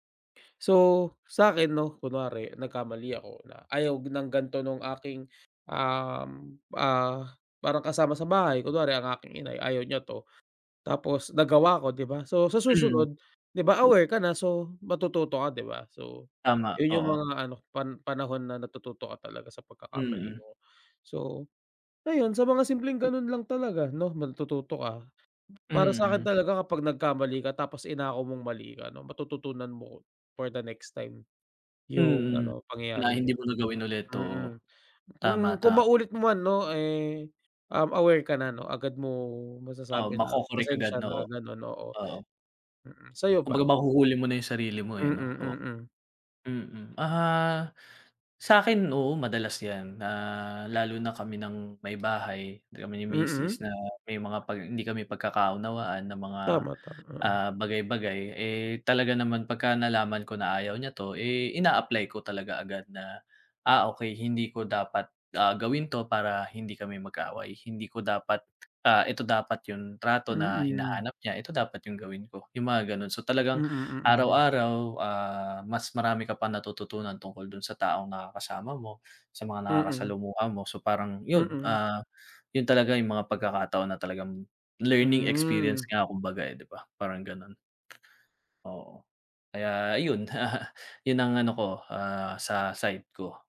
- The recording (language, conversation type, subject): Filipino, unstructured, Paano mo hinaharap ang mga pagkakamali mo?
- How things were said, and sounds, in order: other background noise; tapping; tongue click; laugh